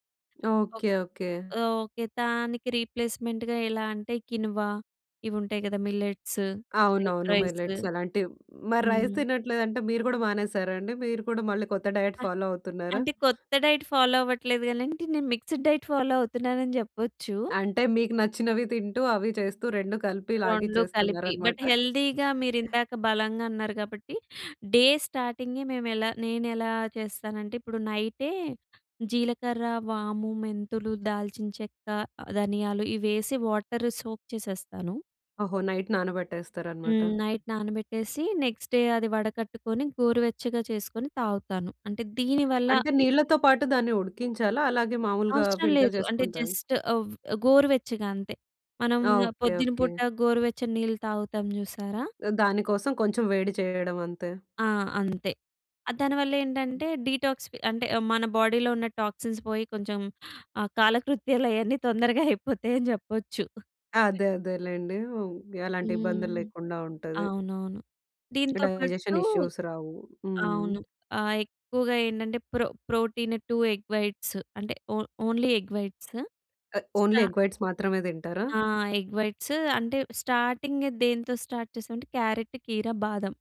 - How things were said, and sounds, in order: in English: "రీప్లేస్మెంట్‌గా"; in English: "క్వినోవా"; in English: "మిల్లెట్స్, రెడ్ రైస్"; in English: "మిలెట్స్"; in English: "రైస్"; in English: "డైట్ ఫాలో"; in English: "డైట్ ఫాలో"; in English: "మిక్స్డ్ డైట్ ఫాలో"; in English: "బట్ హెల్తీగా"; chuckle; in English: "డే"; in English: "వాటర్ సోక్"; in English: "నైట్"; in English: "నైట్"; in English: "నెక్స్ట్ డే"; in English: "ఫిల్టర్"; in English: "జస్ట్"; in English: "డీటాక్స్"; other background noise; in English: "బాడీ‌లో"; in English: "టాక్సిన్స్"; laughing while speaking: "కాలకృత్యాలు అయన్నీ తొందరగా అయిపోతాయని జెప్పొచ్చు"; in English: "డైజెషన్ ఇష్యూస్"; in English: "ప్రొ ప్రోటీన్ టూ ఎగ్ వైట్స్"; in English: "ఓ ఓన్లీ ఎగ్ వైట్స్"; in English: "ఓన్లీ ఎగ్ వైట్స్"; in English: "ఎగ్ వైట్స్"; in English: "స్టార్ట్"
- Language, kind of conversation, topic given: Telugu, podcast, ప్రతి రోజు బలంగా ఉండటానికి మీరు ఏ రోజువారీ అలవాట్లు పాటిస్తారు?